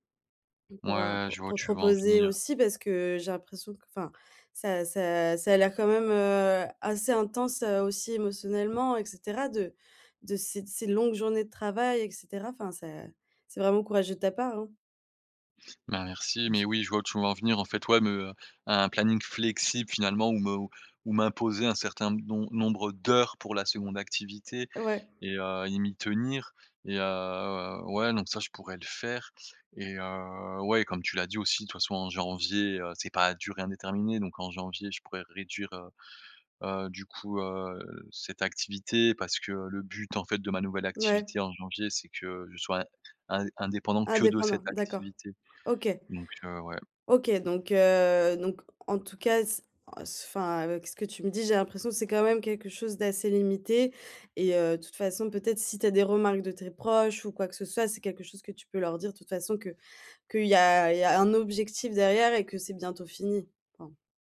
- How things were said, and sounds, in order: tapping; chuckle; stressed: "flexible"; stressed: "d'heures"; other background noise; stressed: "que"
- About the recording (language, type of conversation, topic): French, advice, Comment puis-je redéfinir mes limites entre le travail et la vie personnelle pour éviter l’épuisement professionnel ?